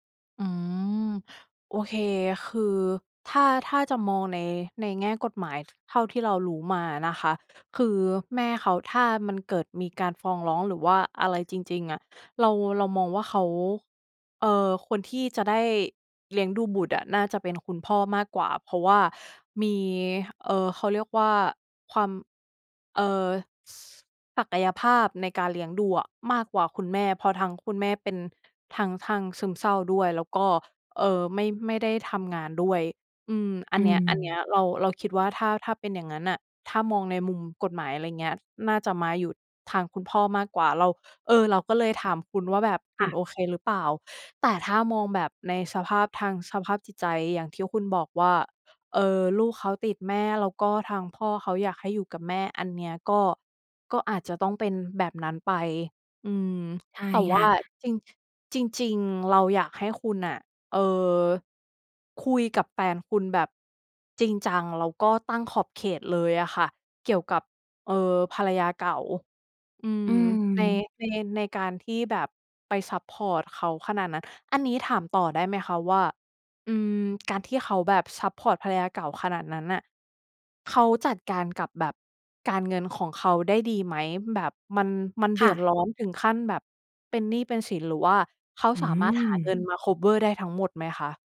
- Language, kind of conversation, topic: Thai, advice, คุณควรคุยกับคู่รักอย่างไรเมื่อมีความขัดแย้งเรื่องการใช้จ่าย?
- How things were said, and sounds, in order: tapping; other background noise; in English: "คัฟเวอร์"